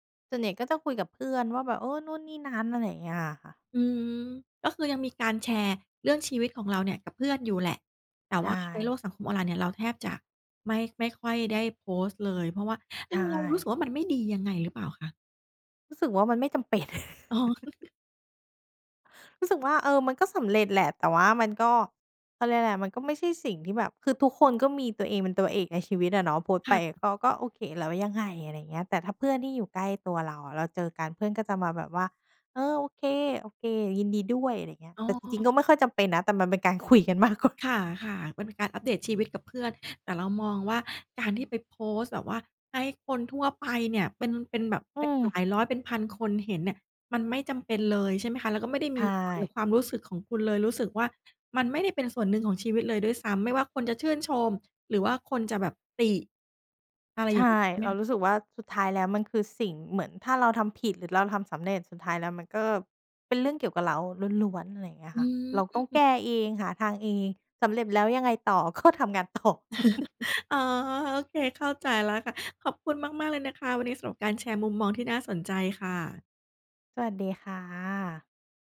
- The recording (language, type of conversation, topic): Thai, podcast, สังคมออนไลน์เปลี่ยนความหมายของความสำเร็จอย่างไรบ้าง?
- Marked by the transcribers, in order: tapping; chuckle; laugh; laughing while speaking: "กว่า"; other background noise; laughing while speaking: "ก็"; laugh; laughing while speaking: "ต่อ"; chuckle